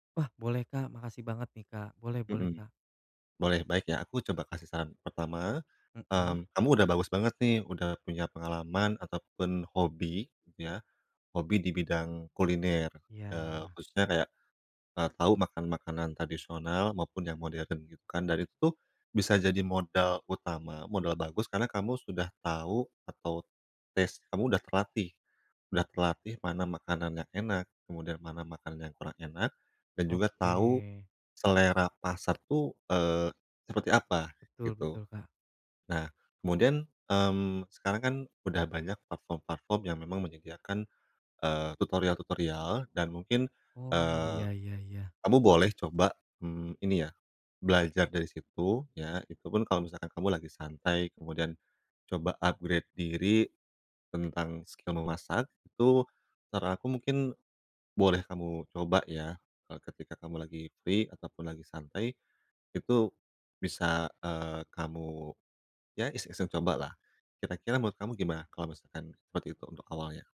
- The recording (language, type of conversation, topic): Indonesian, advice, Bagaimana cara mengurangi rasa takut gagal dalam hidup sehari-hari?
- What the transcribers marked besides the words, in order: tapping; in English: "taste"; in English: "upgrade"; in English: "skill"; in English: "free"